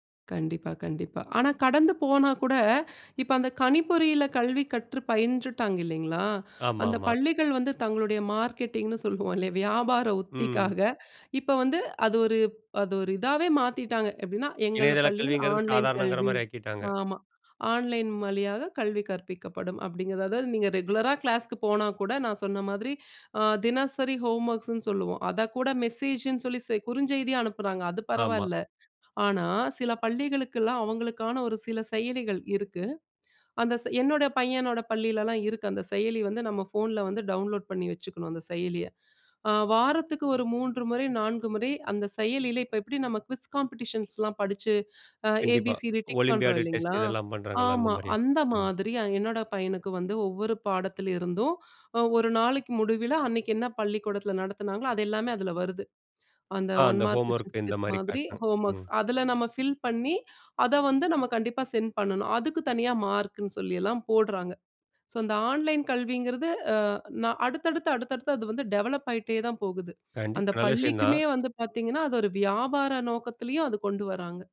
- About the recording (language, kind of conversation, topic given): Tamil, podcast, ஆன்லைன் கல்வி நம் பள்ளி முறைக்கு எவ்வளவு உதவுகிறது?
- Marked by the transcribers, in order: other noise